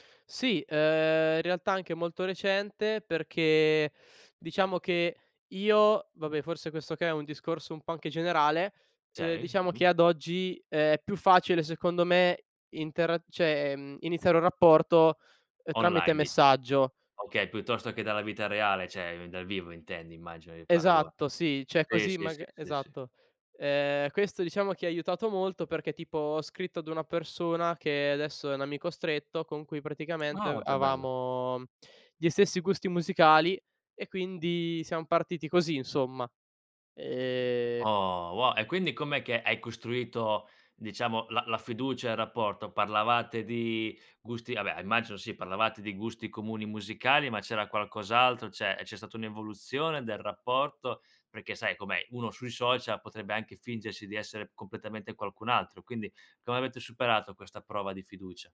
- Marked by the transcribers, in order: "Cioè" said as "ceh"; "cioè" said as "ceh"; "cioè" said as "ceh"; "cioè" said as "ceh"; other background noise; "avevamo" said as "avamo"; "cioè" said as "ceh"
- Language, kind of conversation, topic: Italian, podcast, Come costruire fiducia online, sui social o nelle chat?